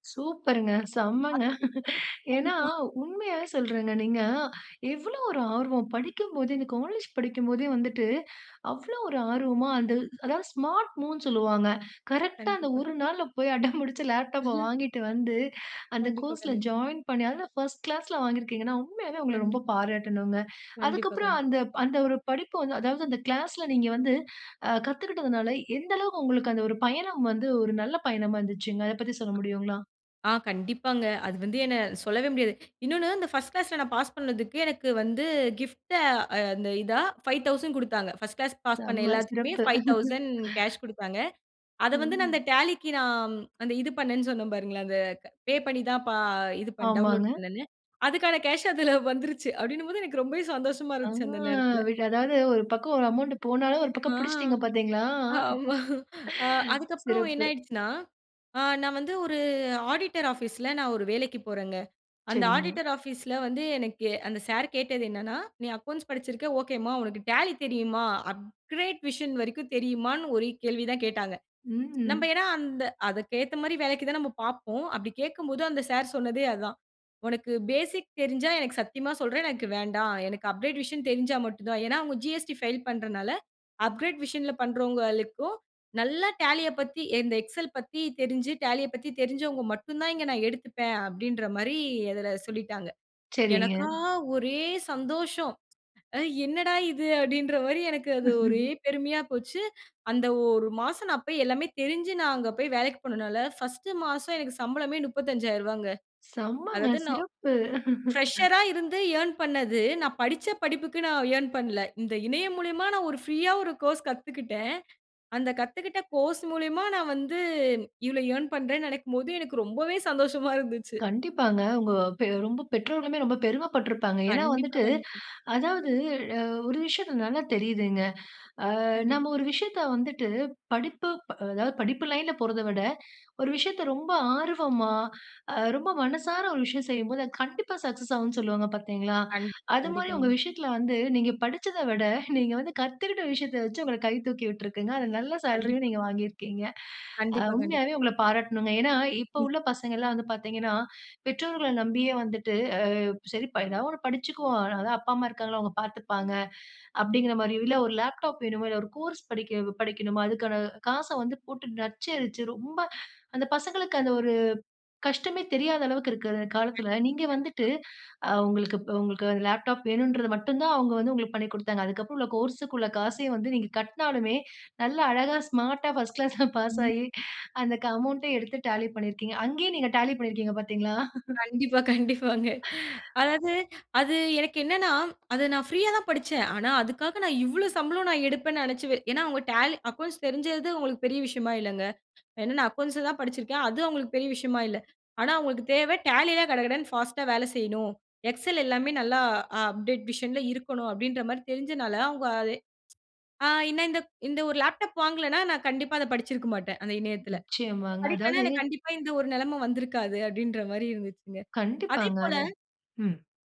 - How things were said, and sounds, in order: laughing while speaking: "சூப்பர்ங்க. செம்மங்க. ஏன்னா உண்மையாவே சொல்றேங்க … போய், அடம் புடுச்சு"; in English: "ஸ்மார்ட் மூவ்ன்னு"; other background noise; in English: "பர்ஸ்ட் கிளாஸ்ல"; in English: "ஃபைவ் தௌசண்ட்"; in English: "ஃபைவ் தௌசண்ட்"; laugh; drawn out: "ம்"; in English: "டவுன்லோட்"; laughing while speaking: "கேஷ் அதுல வந்துருச்சு"; drawn out: "அ"; laughing while speaking: "ஆ ஆமா"; laugh; in English: "ஆடிட்டர் ஆஃபீஸ்ல"; in English: "ஆடிட்டர் ஆஃபீஸ்ல"; in English: "அப்கிரேட் வெர்ஷன்"; drawn out: "ம்"; in English: "அப்கிரேட் வெர்ஷன்"; in English: "ஜி.எஸ்.டி. ஃபைல்"; in English: "அப்கிரேட் வெர்ஷன்ல"; joyful: "எனக்கா ஒரே சந்தோஷம். அ என்னடா … போய் எல்லாமே தெரிஞ்சு"; laugh; in English: "பர்ஸ்ட்"; joyful: "எனக்கு சம்பளமே முப்பத்தஞ்சாயிரூவாங்க. அதாவது, நான் … ரொம்பவே சந்தோஷமா இருந்துச்சு"; in English: "ஃபிரஷரா இருந்து ஏர்ன்"; laugh; in English: "எர்ன்"; in English: "எர்ன்"; in English: "சக்சஸ்"; chuckle; unintelligible speech; in English: "ஸ்மார்ட்டா"; laughing while speaking: "ஃபர்ஸ்ட் கிளாஸ்ல"; chuckle; laughing while speaking: "கண்டிப்பா, கண்டிப்பாங்க"; laugh; in English: "அப்டேட் வெர்ஷன்ல"; laughing while speaking: "அத படிச்சிருக்க மாட்டேன். அந்த இணையத்துல … அப்படீன்ற மாரி இருந்துச்சுங்க"
- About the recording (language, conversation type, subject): Tamil, podcast, இணையக் கற்றல் உங்கள் பயணத்தை எப்படி மாற்றியது?